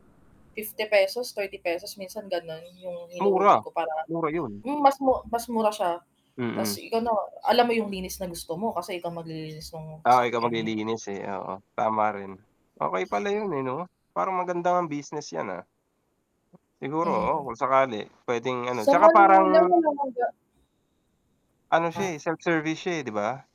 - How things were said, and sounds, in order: static; other background noise; bird; tapping; distorted speech
- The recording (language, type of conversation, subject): Filipino, unstructured, Saan mo nakikita ang sarili mo sa loob ng limang taon pagdating sa personal na pag-unlad?